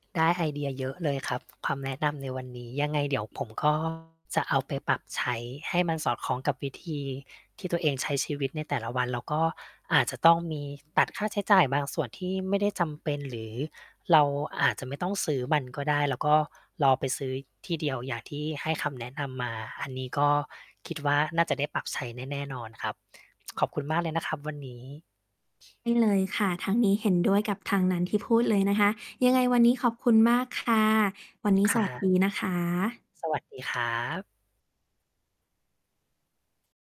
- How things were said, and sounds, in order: distorted speech
- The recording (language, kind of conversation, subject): Thai, advice, คุณควรรับมือกับการซื้อของตามอารมณ์บ่อย ๆ จนเงินออมไม่โตอย่างไร?